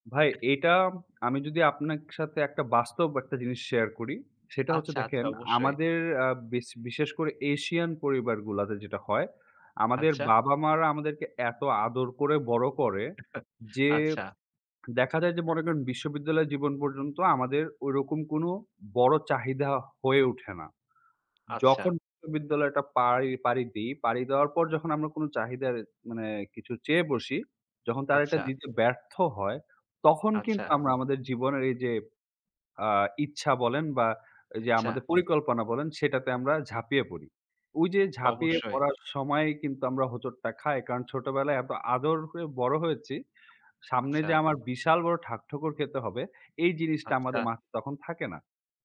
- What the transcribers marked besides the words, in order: other noise; chuckle
- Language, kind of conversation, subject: Bengali, unstructured, ব্যর্থতাকে আপনি কীভাবে ইতিবাচক ভাবনায় রূপান্তর করবেন?